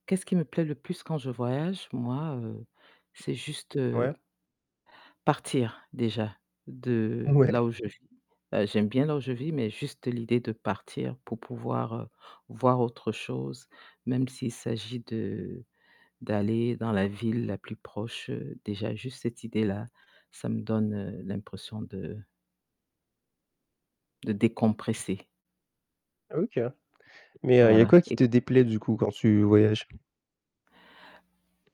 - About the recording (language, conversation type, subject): French, unstructured, Qu’est-ce qui te déplaît le plus quand tu voyages ?
- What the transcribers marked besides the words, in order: other background noise; distorted speech; static; tapping